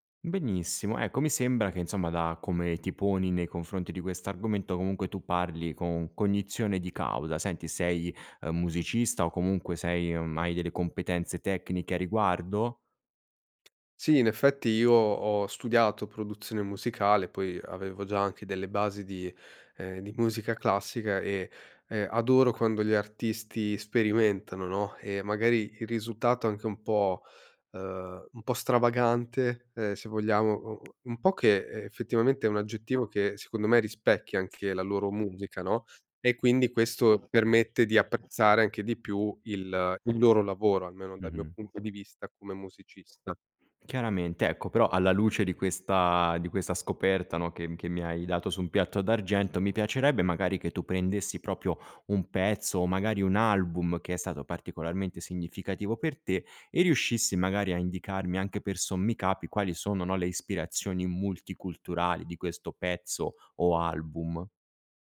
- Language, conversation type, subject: Italian, podcast, Ci parli di un artista che unisce culture diverse nella sua musica?
- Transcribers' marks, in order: "classica" said as "classiga"; "risultato" said as "risutato"; other background noise